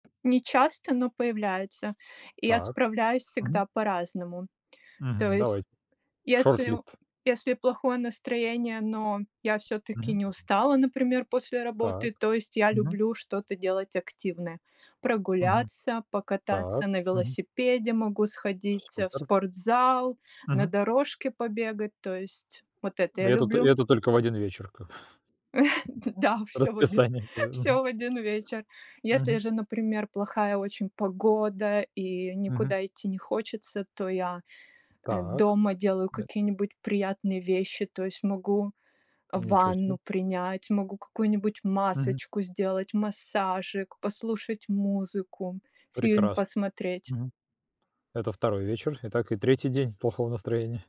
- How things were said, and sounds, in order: tapping; background speech; other background noise; chuckle; laughing while speaking: "Да, всё в один всё в один вечер"; laughing while speaking: "Расписание пове"
- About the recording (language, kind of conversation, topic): Russian, unstructured, Как ты обычно справляешься с плохим настроением?
- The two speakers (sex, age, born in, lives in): female, 35-39, Russia, Netherlands; male, 45-49, Russia, Italy